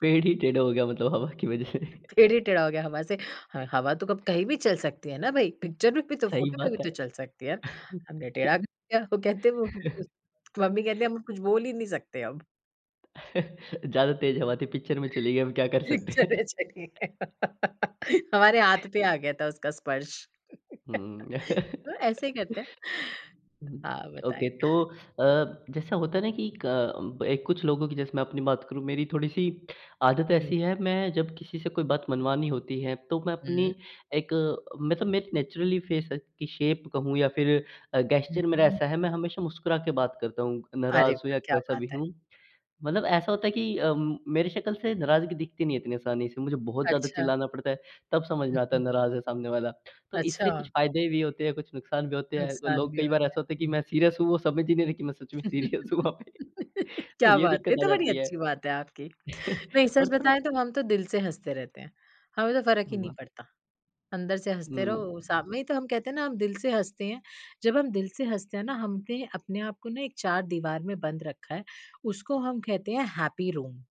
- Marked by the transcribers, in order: laughing while speaking: "की वजह से"; laughing while speaking: "पेड़ ही टेढ़ा हो"; in English: "पिक्चर"; in English: "फ़ोटो"; laugh; tapping; chuckle; in English: "पिक्चर"; laughing while speaking: "पिक्चरें चली हैं"; laughing while speaking: "सकते हैं?"; laugh; other background noise; laugh; in English: "ओके"; chuckle; in English: "नेचुरली फेस"; in English: "शेप"; in English: "गेस्चर"; in English: "सीरियस"; laugh; laughing while speaking: "सीरियस हूँ वहाँ पे"; in English: "सीरियस"; chuckle; in English: "हैप्पी रूम"
- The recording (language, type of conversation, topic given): Hindi, podcast, बिना गुस्सा किए अपनी बात प्रभावी ढंग से कैसे मनवाएँ?
- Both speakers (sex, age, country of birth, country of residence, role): female, 30-34, India, India, guest; male, 18-19, India, India, host